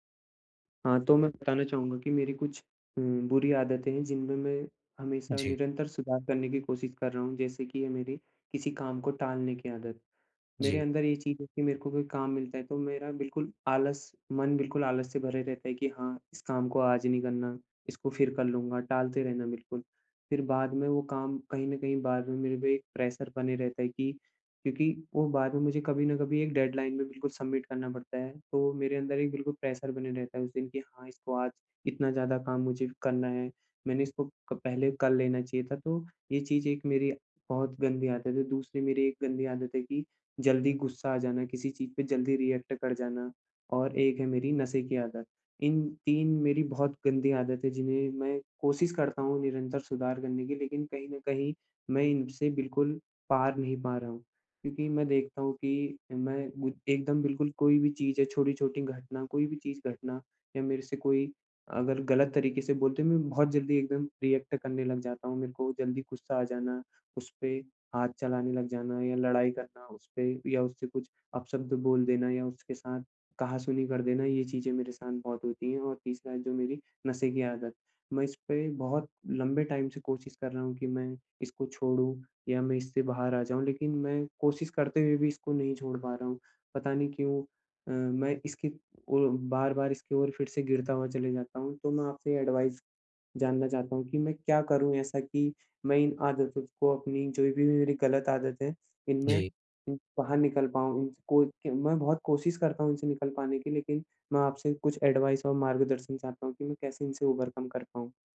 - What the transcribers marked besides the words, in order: in English: "प्रेशर"; in English: "डेडलाइन"; in English: "सबमिट"; in English: "प्रेशर"; in English: "रिएक्ट"; in English: "रिएक्ट"; in English: "टाइम"; in English: "एडवाइस"; in English: "एडवाइस"; in English: "ओवरकम"
- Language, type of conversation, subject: Hindi, advice, आदतों में बदलाव
- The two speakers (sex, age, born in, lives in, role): male, 25-29, India, India, advisor; male, 25-29, India, India, user